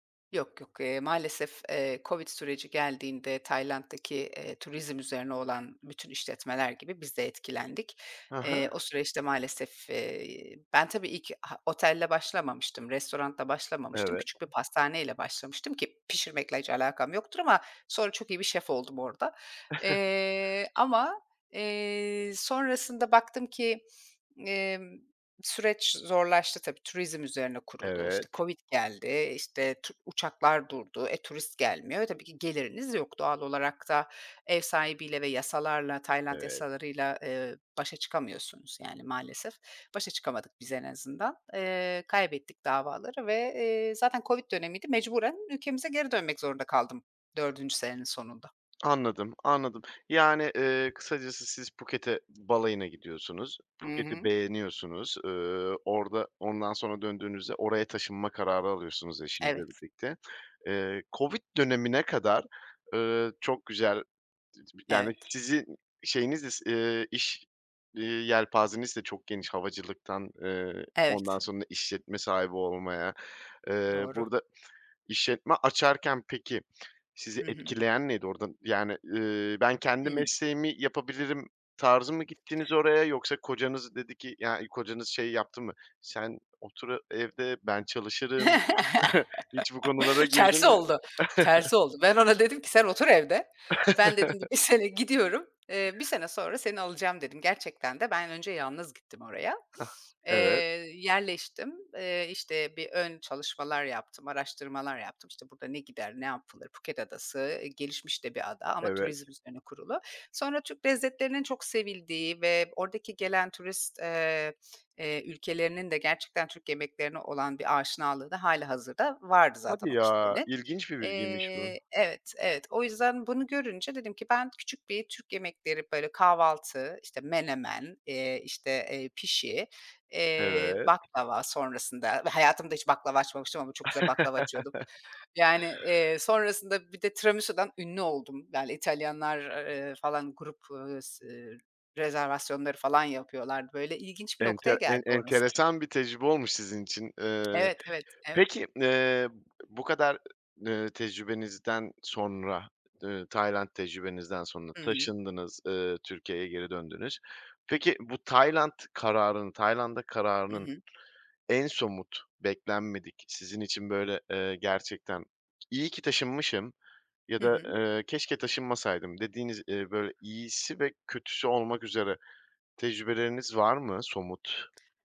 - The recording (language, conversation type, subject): Turkish, podcast, Hayatını değiştiren karar hangisiydi?
- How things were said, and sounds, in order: tapping; "restoranla" said as "restorantla"; chuckle; unintelligible speech; other noise; laugh; chuckle; laughing while speaking: "bir sene"; chuckle; laugh; other background noise